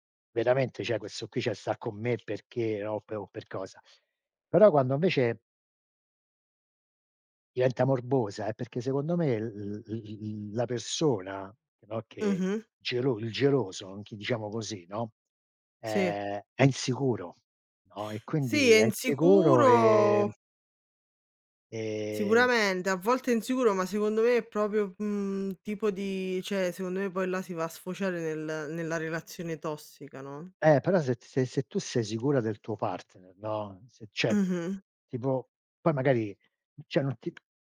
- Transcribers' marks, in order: "cioè" said as "ceh"; "invece" said as "nvece"; "proprio" said as "propio"
- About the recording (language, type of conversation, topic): Italian, unstructured, Perché alcune persone usano la gelosia per controllare?